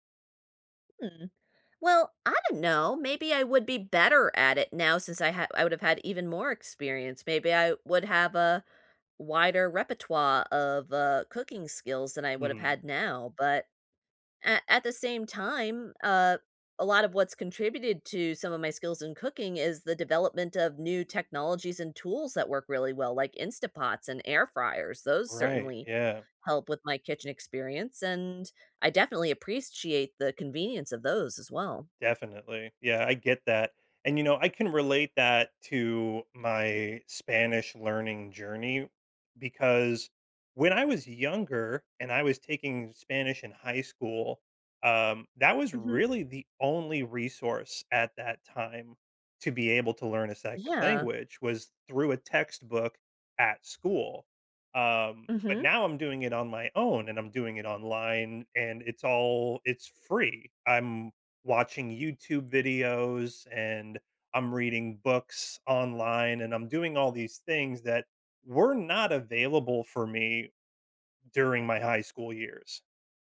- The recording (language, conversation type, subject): English, unstructured, What skill should I learn sooner to make life easier?
- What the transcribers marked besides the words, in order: "appreciate" said as "appres-ciate"; tapping